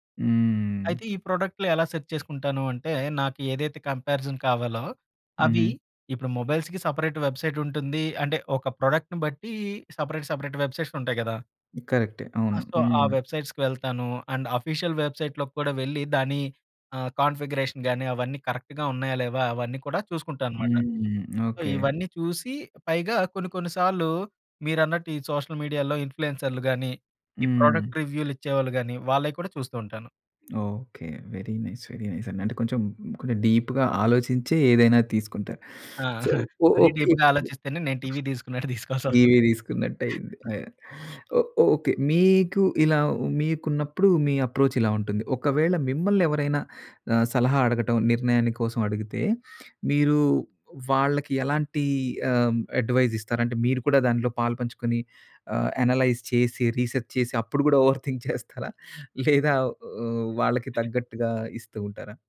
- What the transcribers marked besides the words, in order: in English: "సెర్చ్"; in English: "కంపేరిజన్"; in English: "మొబైల్స్‌కి సెపరేట్ వెబ్‌సైట్"; in English: "ప్రొడక్ట్‌ని"; in English: "సెపరేట్, సెపరేట్ వెబ్‌సైట్స్"; in English: "సో"; in English: "వెబ్‌సైట్స్‌కి"; in English: "అండ్ ఆఫీషియల్ వెబ్‌సైట్‌లోకి"; in English: "కాన్ఫిగరేషన్"; in English: "కరెక్ట్‌గా"; in English: "సో"; in English: "సోషల్ మీడియాలో"; in English: "ప్రోడక్ట్"; in English: "వెరీ నైస్, వెరీ నైస్"; in English: "డీప్‌గా"; chuckle; in English: "డీప్‌గా"; teeth sucking; in English: "సో"; other background noise; laughing while speaking: "తీసుకోవాల్సి‌వస్తది"; in English: "అప్రోచ్"; in English: "అడ్వైస్"; in English: "అనలైజ్"; in English: "రీసెర్చ్"; in English: "ఓవర్ థింక్"; chuckle
- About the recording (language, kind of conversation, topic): Telugu, podcast, ఒంటరిగా ముందుగా ఆలోచించి, తర్వాత జట్టుతో పంచుకోవడం మీకు సబబా?